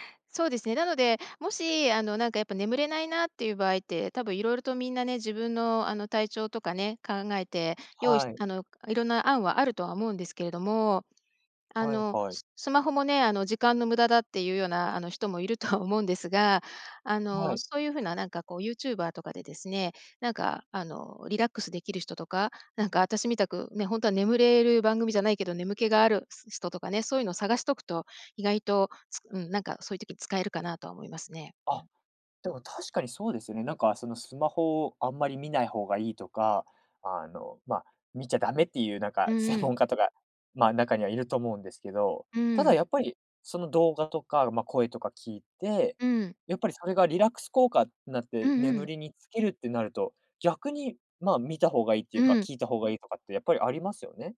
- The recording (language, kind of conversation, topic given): Japanese, podcast, 睡眠前のルーティンはありますか？
- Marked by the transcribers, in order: none